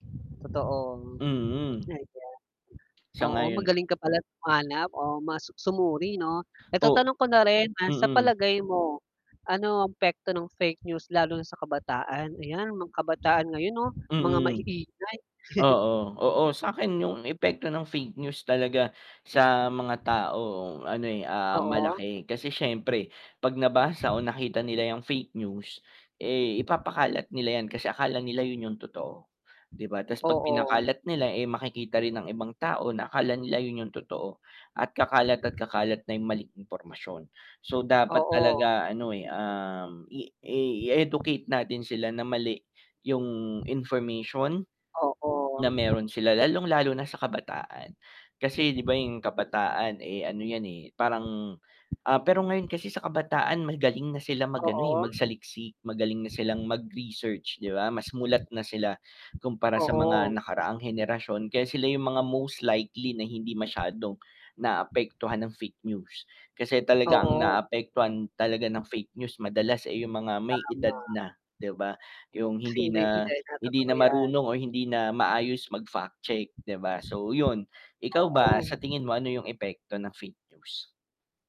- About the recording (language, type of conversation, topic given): Filipino, unstructured, Ano ang palagay mo sa pagdami ng huwad na balita sa internet?
- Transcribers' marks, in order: mechanical hum; distorted speech; chuckle